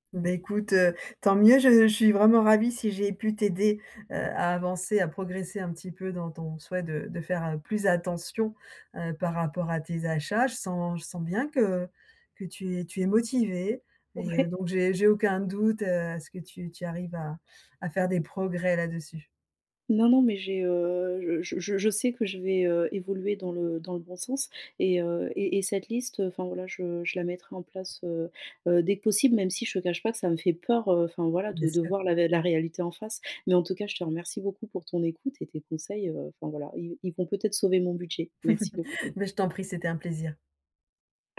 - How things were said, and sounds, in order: laughing while speaking: "Ouais"; chuckle; tapping
- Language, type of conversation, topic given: French, advice, Comment puis-je distinguer mes vrais besoins de mes envies d’achats matériels ?
- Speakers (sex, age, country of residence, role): female, 35-39, France, user; female, 55-59, France, advisor